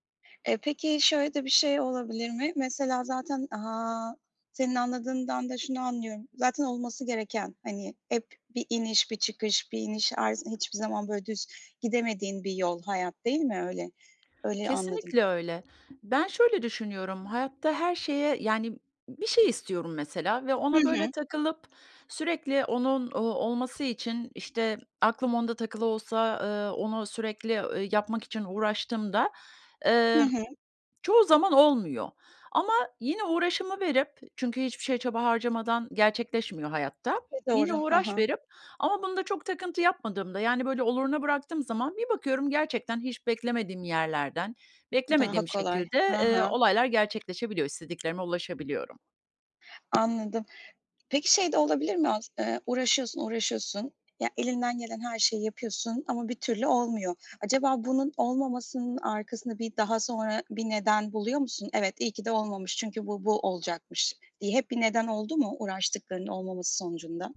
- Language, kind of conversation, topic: Turkish, podcast, Hayatta öğrendiğin en önemli ders nedir?
- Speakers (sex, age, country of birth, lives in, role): female, 40-44, Turkey, Malta, host; female, 50-54, Italy, United States, guest
- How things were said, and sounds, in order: other background noise; tapping